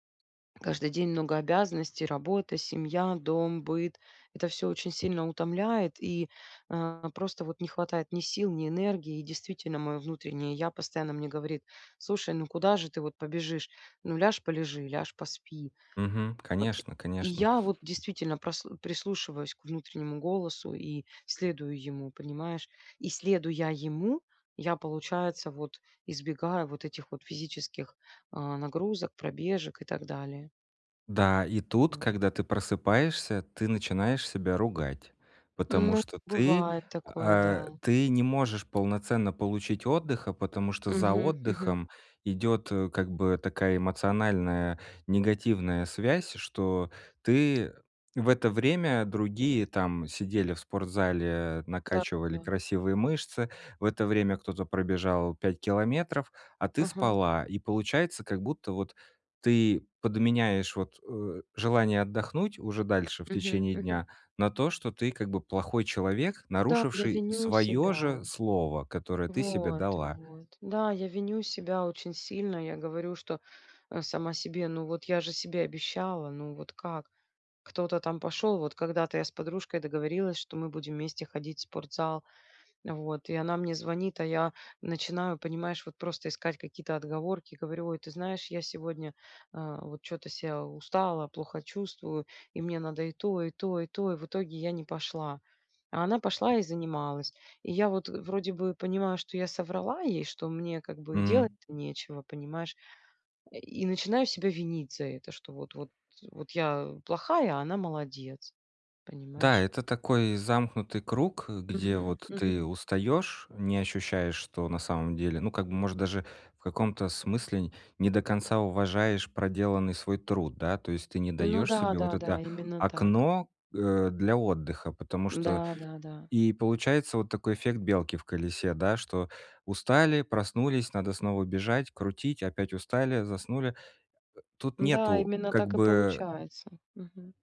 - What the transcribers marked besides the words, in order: stressed: "следуя"; tapping; other background noise
- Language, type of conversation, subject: Russian, advice, Как начать формировать полезные привычки маленькими шагами каждый день?